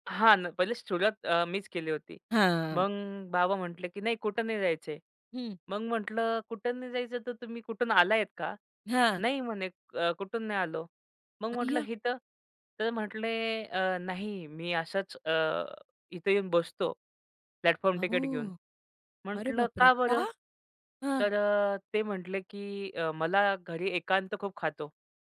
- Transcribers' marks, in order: surprised: "अय्या!"; other background noise; in English: "प्लॅटफॉर्म"
- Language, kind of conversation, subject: Marathi, podcast, स्टेशनवर अनोळखी व्यक्तीशी झालेल्या गप्पांमुळे तुमच्या विचारांत किंवा निर्णयांत काय बदल झाला?